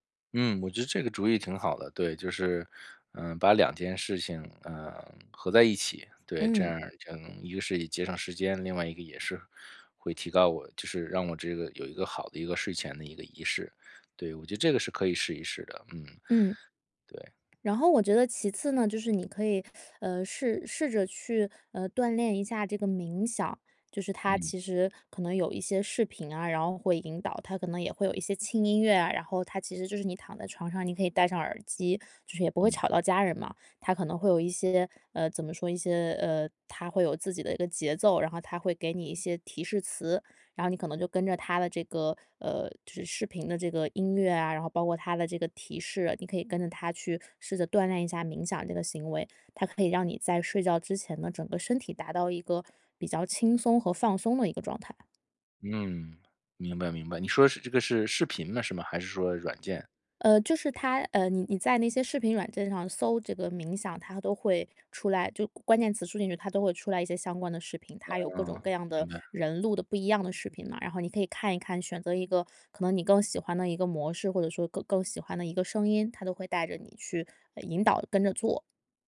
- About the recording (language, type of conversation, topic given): Chinese, advice, 睡前如何做全身放松练习？
- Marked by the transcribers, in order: tapping; teeth sucking; "着" said as "则"